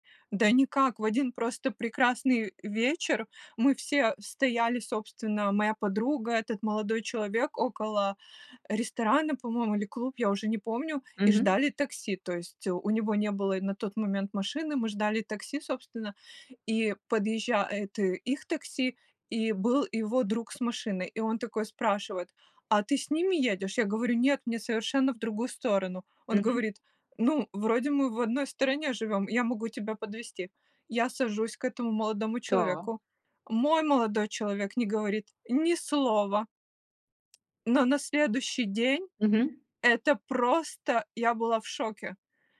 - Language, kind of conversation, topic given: Russian, podcast, Как понять, что ты любишь человека?
- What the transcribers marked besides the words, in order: stressed: "ни слова"; tapping